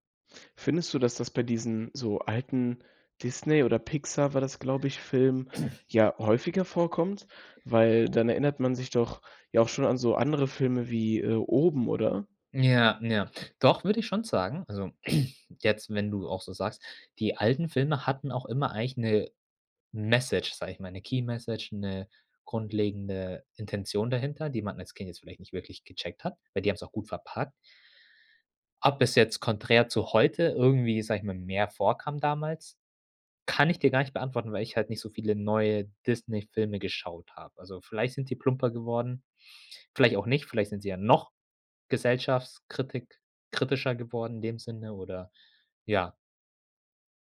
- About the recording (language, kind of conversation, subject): German, podcast, Welche Filme schaust du dir heute noch aus nostalgischen Gründen an?
- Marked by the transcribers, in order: throat clearing; throat clearing; in English: "Message"; in English: "Key-Message"